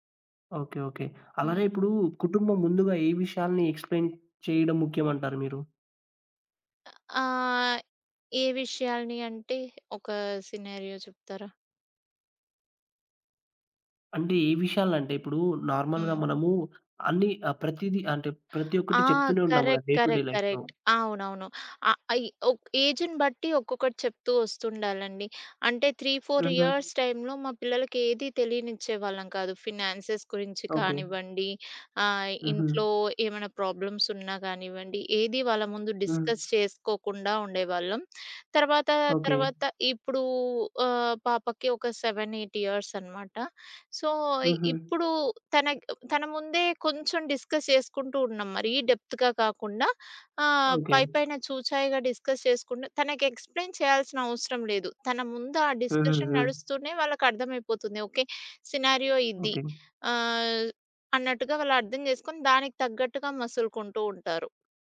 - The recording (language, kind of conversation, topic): Telugu, podcast, మీ ఇంట్లో పిల్లల పట్ల ప్రేమాభిమానాన్ని ఎలా చూపించేవారు?
- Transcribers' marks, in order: in English: "ఎక్స్‌ప్లెయిన్"; tapping; in English: "సినారియో"; in English: "నార్మల్‌గా"; in English: "కరెక్ట్. కరెక్ట్. కరెక్ట్"; in English: "డే టు డే లైఫ్‌లో"; in English: "త్రీ ఫోర్ ఇయర్స్ టై‌మ్‌లో"; in English: "ఫినాన్సెస్"; in English: "డిస్కస్"; in English: "సెవెన్ ఎయిట్"; in English: "సో"; in English: "డిస్కస్"; in English: "డెప్త్‌గా"; in English: "డిస్కస్"; other background noise; in English: "ఎక్స్‌ప్లెయిన్"; in English: "డిస్కషన్"; in English: "సినారియో"